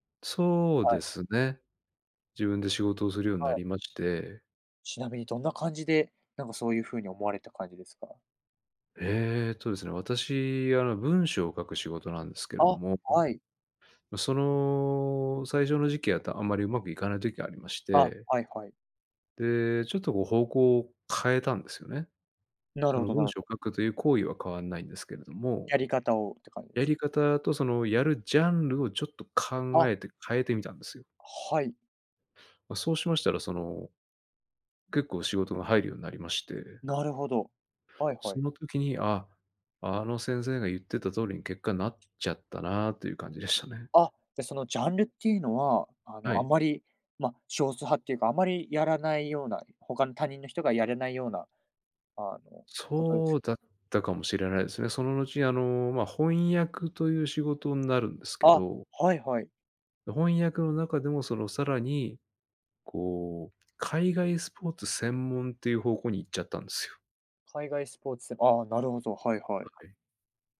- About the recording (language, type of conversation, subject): Japanese, podcast, 誰かの一言で人生が変わった経験はありますか？
- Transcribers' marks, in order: none